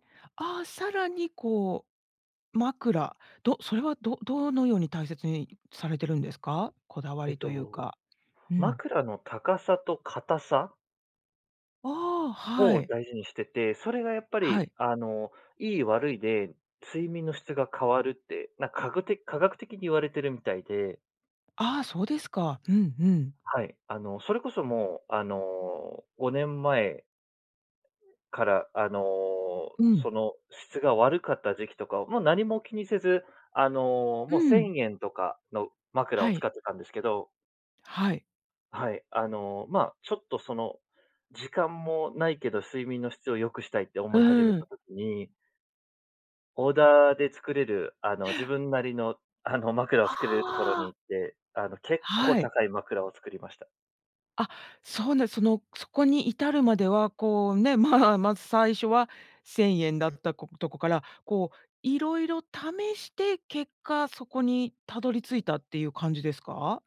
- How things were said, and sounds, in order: tapping; other noise; other background noise
- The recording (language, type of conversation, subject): Japanese, podcast, 睡眠の質を上げるために、普段どんな工夫をしていますか？